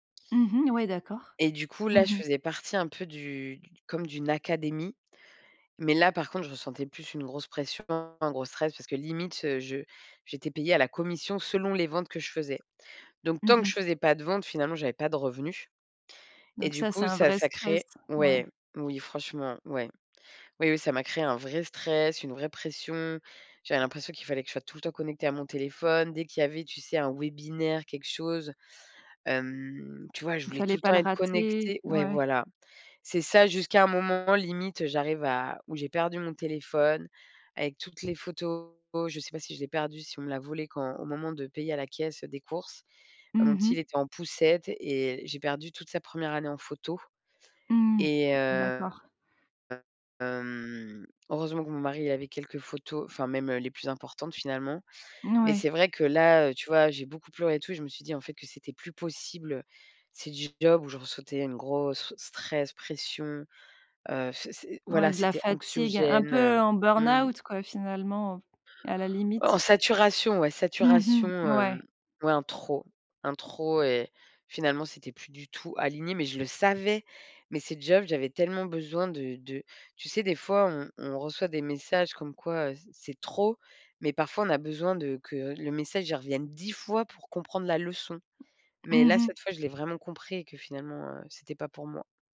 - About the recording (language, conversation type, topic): French, podcast, Comment vivre le télétravail sans se laisser envahir ?
- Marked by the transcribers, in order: tapping; stressed: "académie"; drawn out: "hem"; stressed: "possible"; stressed: "dix"; stressed: "leçon"